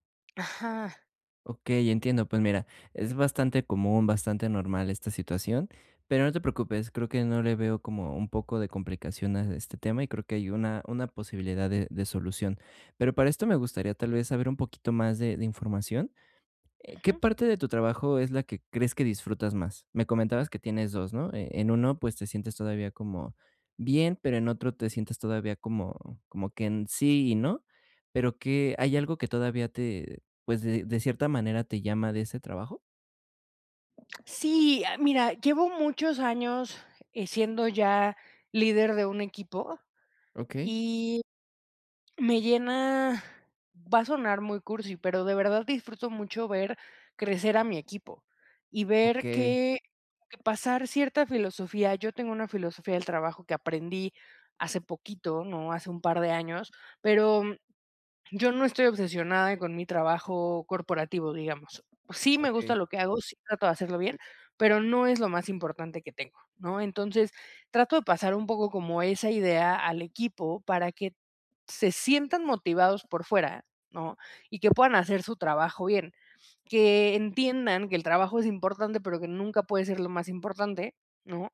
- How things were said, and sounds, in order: tapping; other background noise
- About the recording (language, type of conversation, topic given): Spanish, advice, ¿Cómo puedo mantener la motivación y el sentido en mi trabajo?